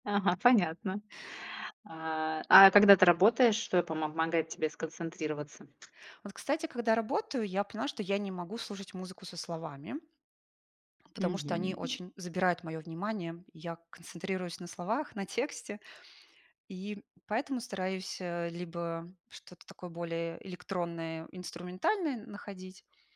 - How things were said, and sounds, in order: "помогает" said as "помаммагает"; tapping
- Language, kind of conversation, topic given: Russian, podcast, Как ты выбираешь музыку под настроение?